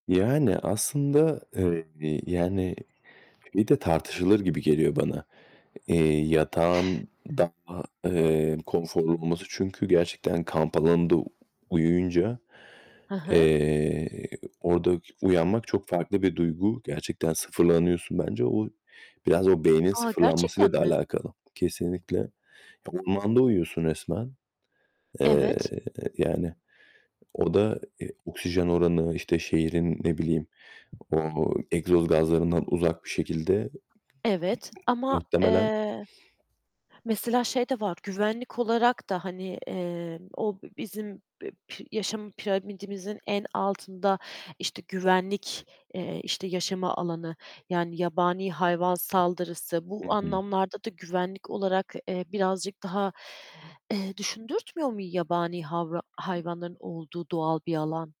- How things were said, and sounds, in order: static; other background noise; tapping
- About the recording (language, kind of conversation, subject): Turkish, podcast, Doğada basit kamp yemekleri nasıl hazırlanır?
- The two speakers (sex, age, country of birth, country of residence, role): female, 30-34, Turkey, Germany, host; male, 35-39, Turkey, Poland, guest